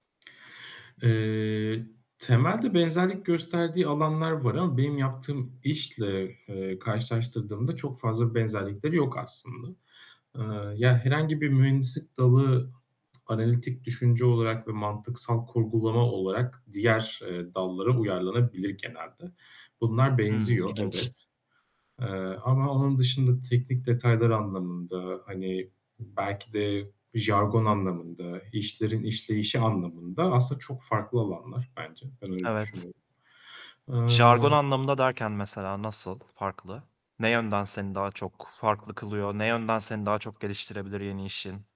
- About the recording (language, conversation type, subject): Turkish, podcast, İş değiştirme korkusunu nasıl yendin?
- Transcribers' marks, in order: other background noise